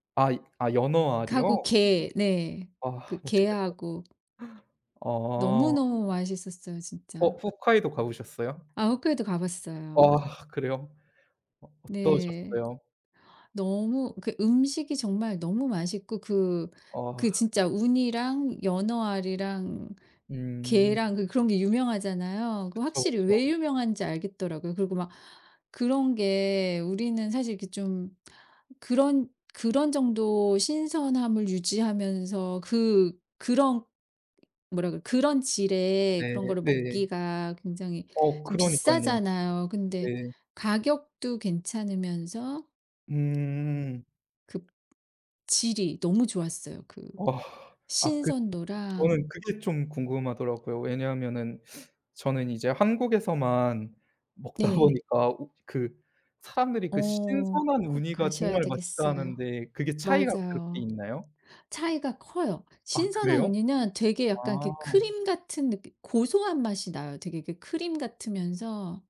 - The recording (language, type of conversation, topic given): Korean, unstructured, 가장 좋아하는 음식은 무엇인가요?
- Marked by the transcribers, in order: tapping; in Japanese: "우니랑"; teeth sucking; laughing while speaking: "먹다 보니까"; in Japanese: "우니는"